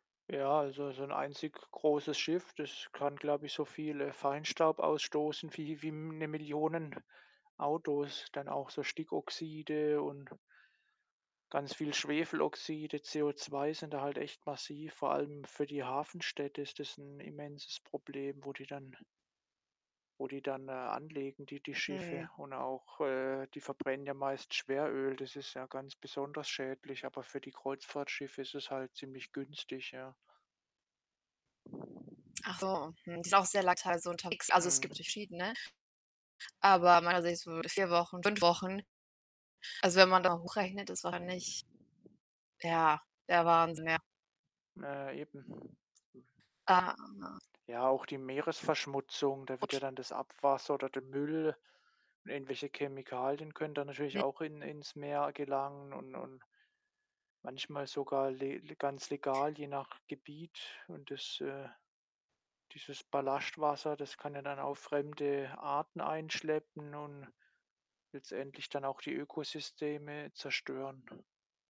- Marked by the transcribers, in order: static; distorted speech; other background noise; unintelligible speech; unintelligible speech
- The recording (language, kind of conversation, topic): German, unstructured, Was findest du an Kreuzfahrten problematisch?